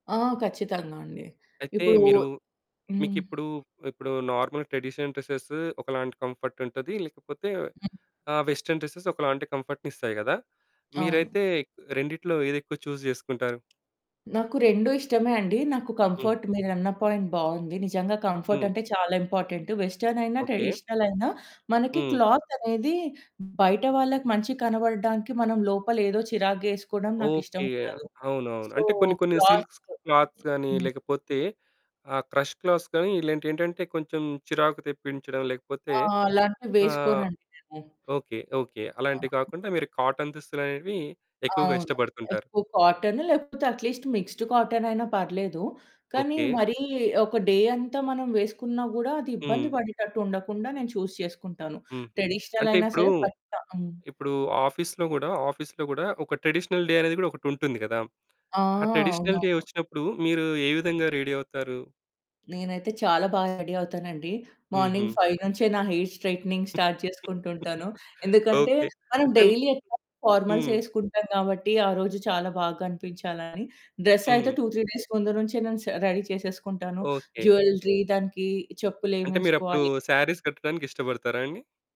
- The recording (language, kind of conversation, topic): Telugu, podcast, మీ శైలి ఎక్కువగా సాదాగా ఉంటుందా, లేక మీ వ్యక్తిత్వాన్ని వ్యక్తపరిచేలా ఉంటుందా?
- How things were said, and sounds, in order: other background noise; in English: "నార్మల్ ట్రెడిషనల్ డ్రెసెస్"; in English: "కంఫర్ట్"; in English: "వెస్టర్న్ డ్రెసెస్"; in English: "చూస్"; in English: "కంఫర్ట్"; in English: "పాయింట్"; in English: "వెస్టర్న్"; in English: "ట్రెడిషనల్"; in English: "సో, క్లాత్"; in English: "సిల్క్స్ క్లాత్స్"; in English: "క్రష్ క్లాత్స్"; in English: "కాటన్"; in English: "కాటన్"; in English: "అట్లీస్ట్ మిక్స్డ్ కాటన్"; in English: "డే"; in English: "చూస్"; in English: "ట్రెడిషనల్"; in English: "ఆఫీస్‌లో"; in English: "ఆఫీస్‌లో"; in English: "ట్రెడిషనల్ డే"; in English: "ట్రెడిషనల్ డే"; in English: "రెడీ"; distorted speech; in English: "రెడీ"; in English: "మార్నింగ్ ఫైవ్"; in English: "హెయిర్ స్ట్రెయిగ్టెనింగ్ స్టార్ట్"; chuckle; in English: "డైలీ"; in English: "ఫార్మల్స్"; in English: "డ్రెస్"; in English: "టూ త్రీ డేస్"; in English: "రెడీ"; in English: "జ్యువెలరీ"; in English: "శారీస్"